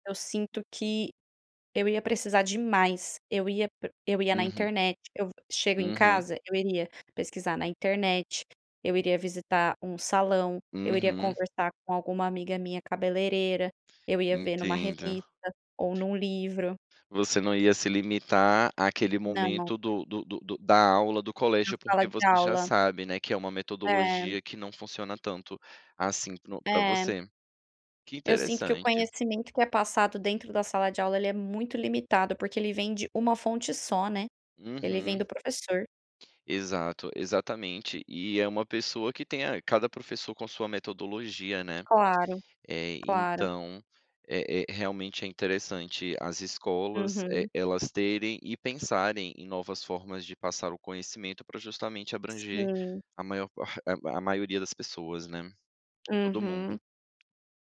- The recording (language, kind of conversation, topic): Portuguese, podcast, Como manter a curiosidade ao estudar um assunto chato?
- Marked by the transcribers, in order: tapping